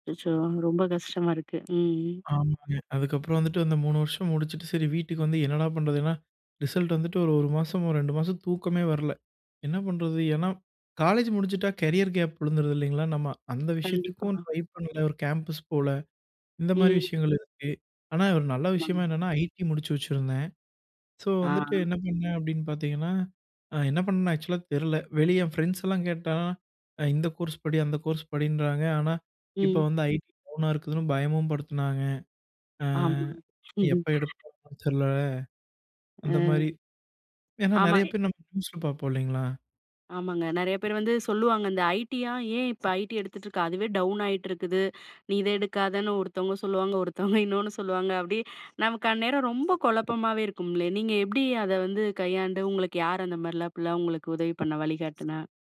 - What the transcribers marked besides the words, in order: other background noise; tapping; in English: "ஆக்சுவலா"; laugh
- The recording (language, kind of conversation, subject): Tamil, podcast, உங்கள் தொழில் முன்னேற்றத்திற்கு உதவிய வழிகாட்டியைப் பற்றி சொல்ல முடியுமா?